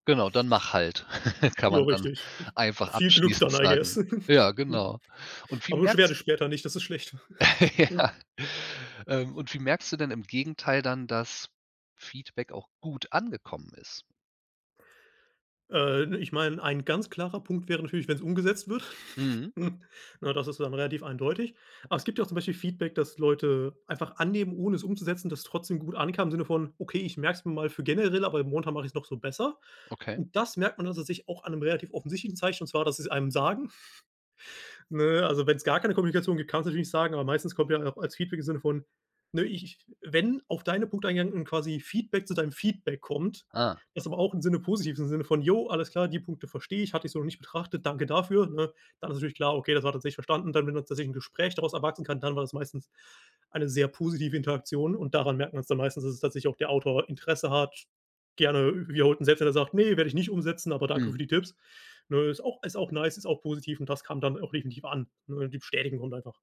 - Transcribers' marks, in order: chuckle; in English: "I guess"; chuckle; laughing while speaking: "Ja"; giggle; chuckle; chuckle
- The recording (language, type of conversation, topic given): German, podcast, Wie gibst du Feedback, das wirklich hilft?